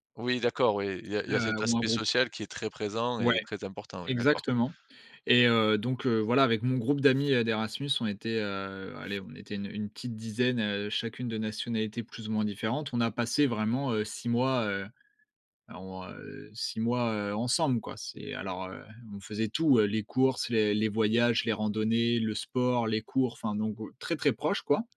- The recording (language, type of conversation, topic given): French, podcast, Comment transformer un contact en ligne en une relation durable dans la vraie vie ?
- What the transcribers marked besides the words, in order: other background noise